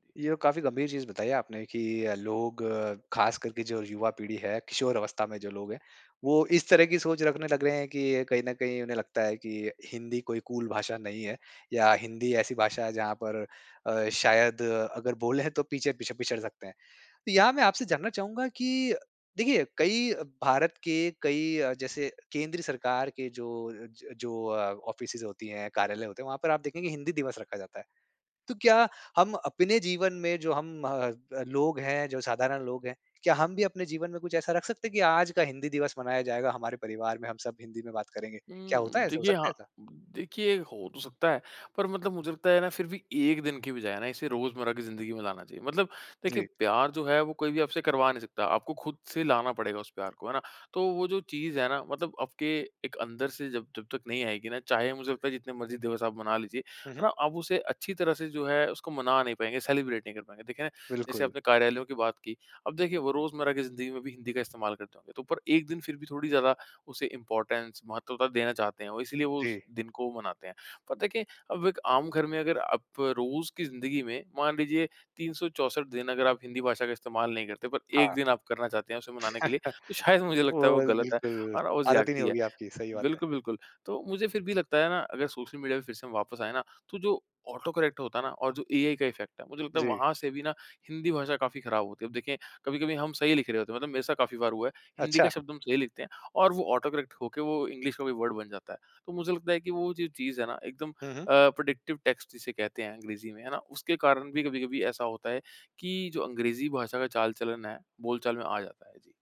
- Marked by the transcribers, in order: in English: "कूल"; in English: "ऑफिसेस"; in English: "सेलिब्रेट"; in English: "इम्पॉर्टेंस"; chuckle; laughing while speaking: "ओह बिल्कुल"; laughing while speaking: "शायद मुझे"; in English: "ऑटोकरेक्ट"; in English: "इफ़ेक्ट"; in English: "ऑटोकरेक्ट"; in English: "इंग्लिश"; in English: "वर्ड"; in English: "प्रिडिक्टिव टेक्स्ट"
- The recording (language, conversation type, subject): Hindi, podcast, सोशल मीडिया ने आपकी भाषा को कैसे बदला है?